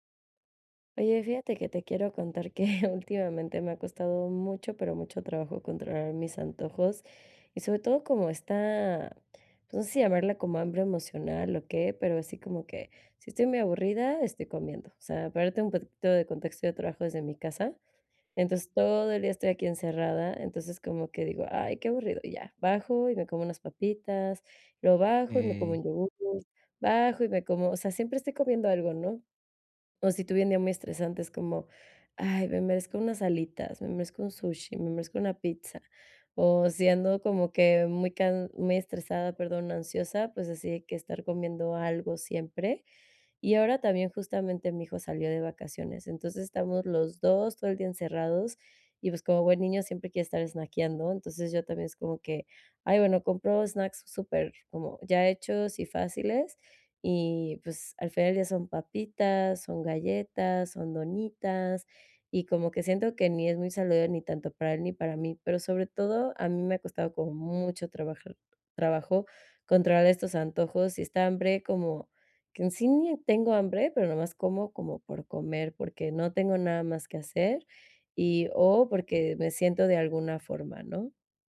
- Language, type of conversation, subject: Spanish, advice, ¿Cómo puedo controlar mis antojos y el hambre emocional?
- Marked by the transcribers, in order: chuckle; stressed: "mucho"